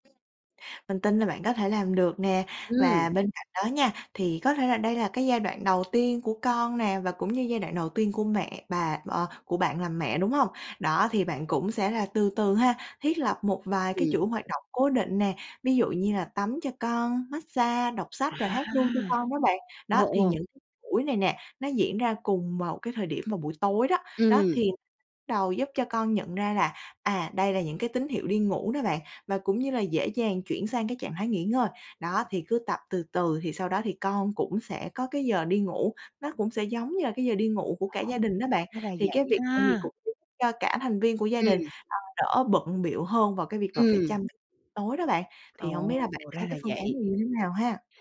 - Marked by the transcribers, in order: other background noise; tapping; in English: "mát xa"; "massage" said as "mát xa"; unintelligible speech
- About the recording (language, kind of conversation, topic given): Vietnamese, advice, Việc nuôi con nhỏ khiến giấc ngủ của bạn bị gián đoạn liên tục như thế nào?